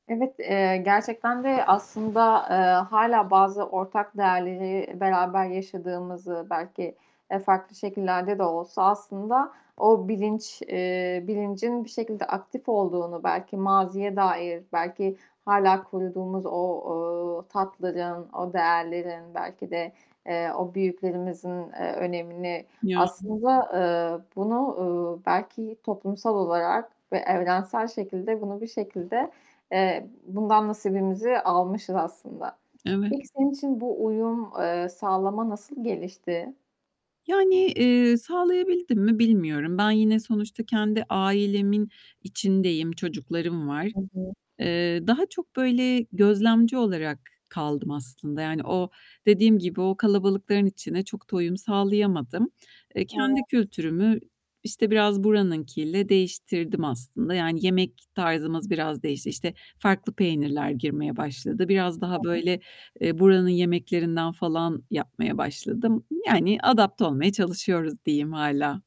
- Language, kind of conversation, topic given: Turkish, podcast, Aile yemekleri kimliğinizde ne kadar yer kaplıyor ve neden?
- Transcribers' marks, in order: static; other background noise; distorted speech; unintelligible speech